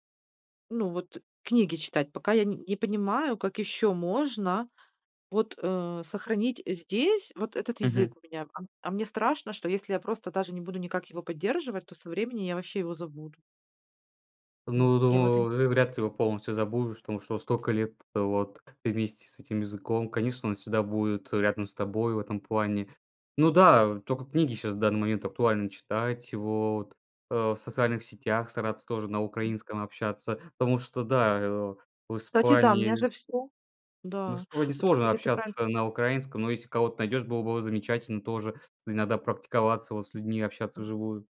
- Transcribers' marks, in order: other background noise; other noise
- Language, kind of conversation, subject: Russian, podcast, Что помогает тебе сохранять язык предков?